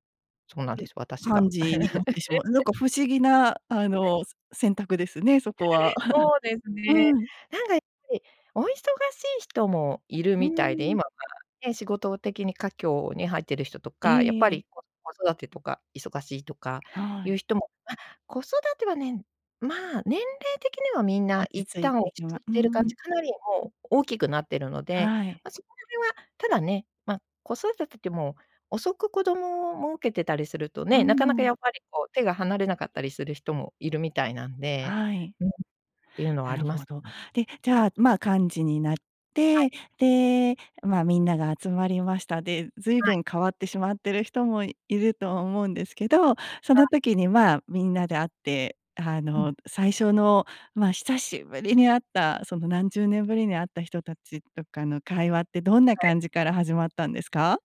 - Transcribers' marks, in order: laugh; laughing while speaking: "え"; other noise; chuckle; other background noise; stressed: "久しぶり"
- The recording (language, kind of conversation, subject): Japanese, podcast, 長年会わなかった人と再会したときの思い出は何ですか？